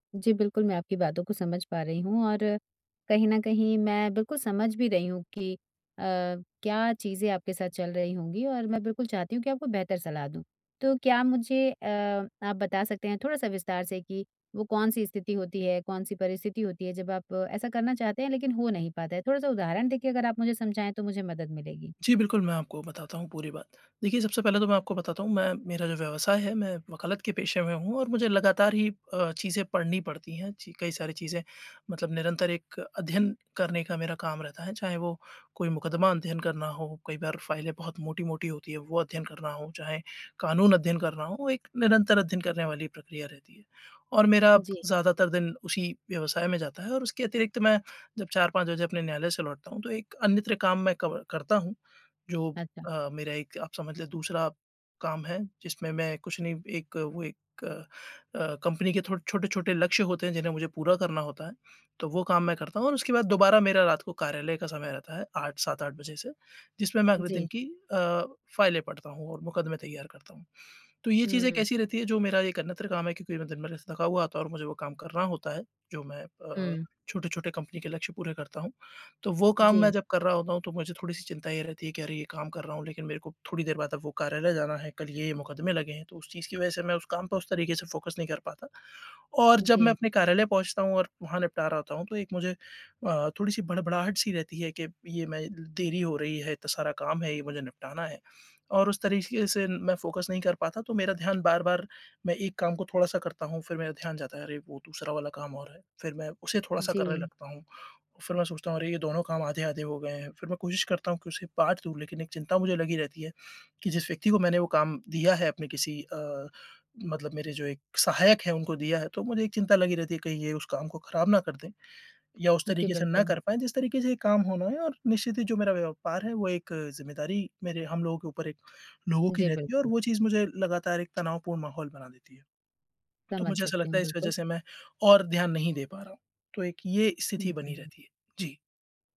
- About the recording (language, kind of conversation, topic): Hindi, advice, लंबे समय तक ध्यान कैसे केंद्रित रखूँ?
- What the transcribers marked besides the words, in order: tapping; in English: "फोकस"; other background noise; "हड़बड़ाहट" said as "भड़बड़ाहट"; in English: "फ़ोकस"